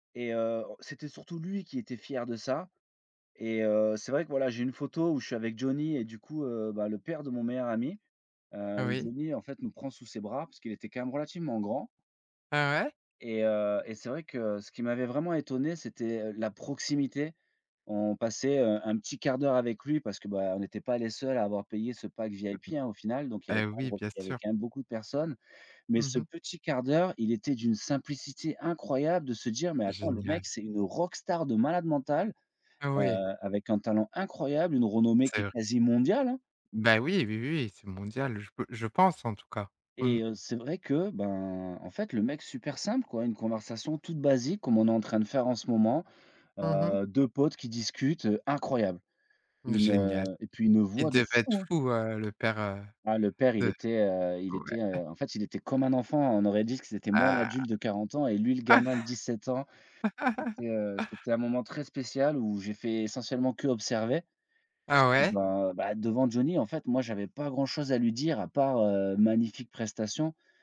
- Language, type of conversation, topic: French, podcast, Quelle playlist partagée t’a fait découvrir un artiste ?
- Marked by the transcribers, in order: unintelligible speech; stressed: "incroyable"; stressed: "rock star"; stressed: "fou"; chuckle; laughing while speaking: "Ah !"; laugh